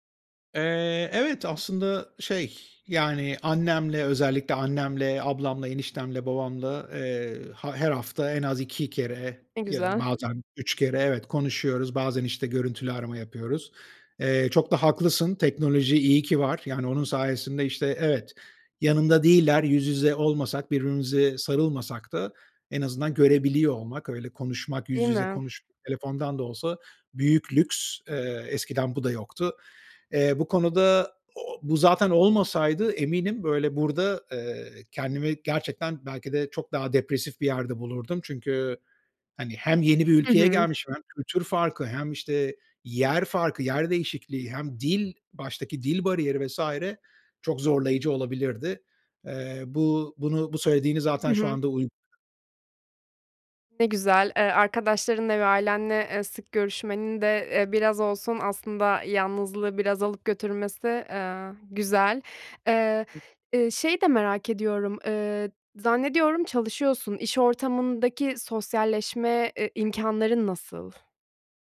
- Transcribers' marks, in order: other background noise; other noise
- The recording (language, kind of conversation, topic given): Turkish, advice, Sosyal hayat ile yalnızlık arasında denge kurmakta neden zorlanıyorum?